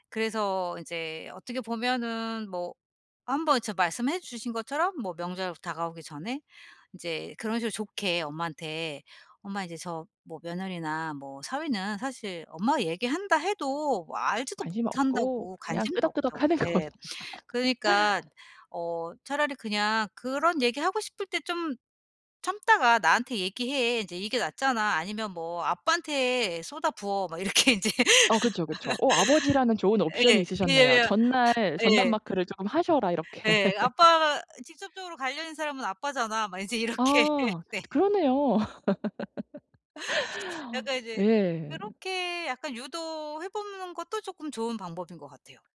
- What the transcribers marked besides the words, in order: laughing while speaking: "하는 거"; laugh; laughing while speaking: "이렇게 인제"; tapping; laugh; other background noise; laughing while speaking: "이렇게"; laugh; laughing while speaking: "이렇게 네"; laugh
- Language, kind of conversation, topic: Korean, advice, 대화 방식을 바꿔 가족 간 갈등을 줄일 수 있을까요?